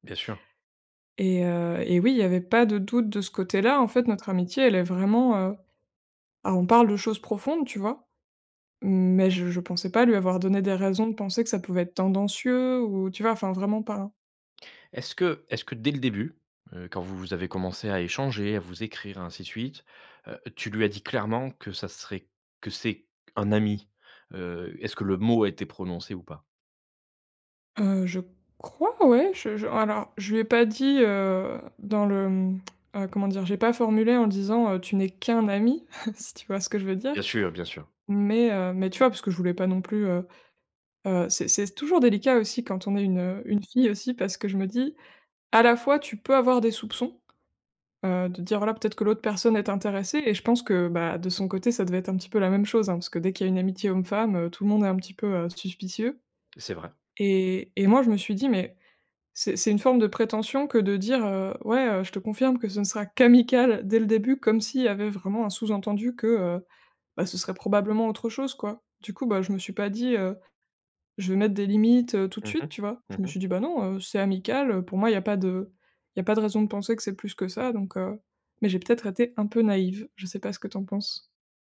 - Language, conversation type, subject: French, advice, Comment gérer une amitié qui devient romantique pour l’une des deux personnes ?
- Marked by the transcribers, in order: stressed: "qu'un"; chuckle; laughing while speaking: "qu'amical"